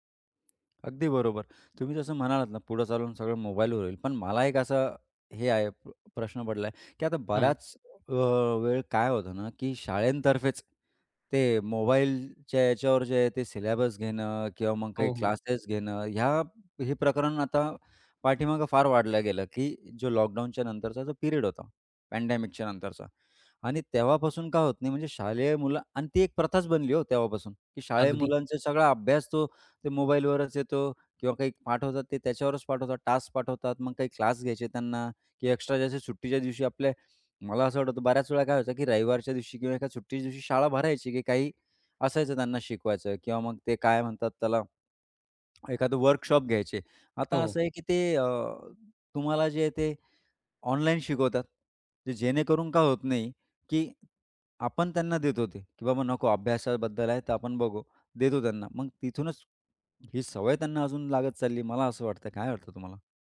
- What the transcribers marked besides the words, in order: in English: "टास्क"
- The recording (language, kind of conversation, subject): Marathi, podcast, मुलांसाठी स्क्रीनसमोरचा वेळ मर्यादित ठेवण्यासाठी तुम्ही कोणते नियम ठरवता आणि कोणत्या सोप्या टिप्स उपयोगी पडतात?